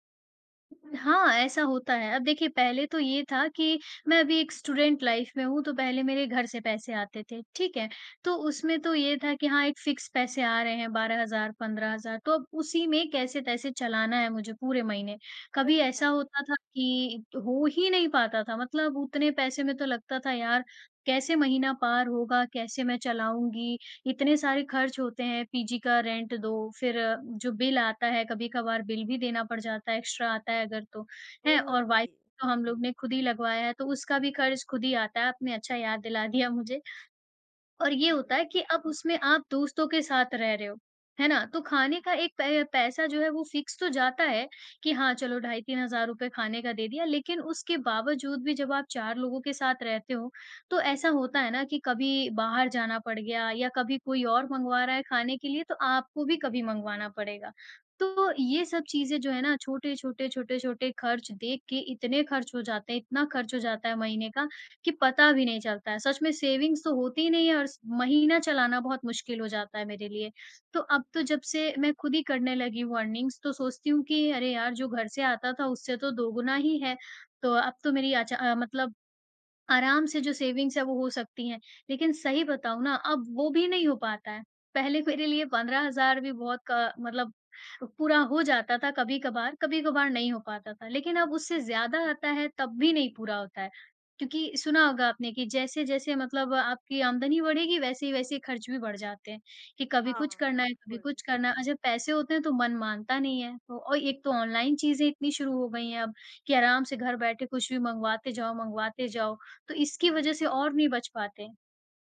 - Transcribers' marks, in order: in English: "स्टूडेंट लाइफ"; in English: "फिक्स"; in English: "रेंट"; in English: "एक्स्ट्रा"; in English: "ओके"; in English: "फिक्स"; in English: "सेविंग्स"; in English: "अर्निंग्स"; in English: "सेविंग्स"; other background noise
- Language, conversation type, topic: Hindi, advice, माह के अंत से पहले आपका पैसा क्यों खत्म हो जाता है?